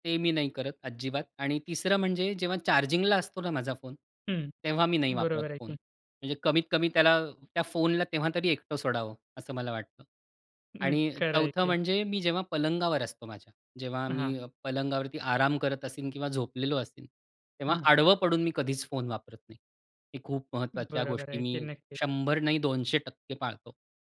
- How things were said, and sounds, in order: none
- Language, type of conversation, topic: Marathi, podcast, स्क्रीन टाइम कमी करण्यासाठी कोणते सोपे उपाय करता येतील?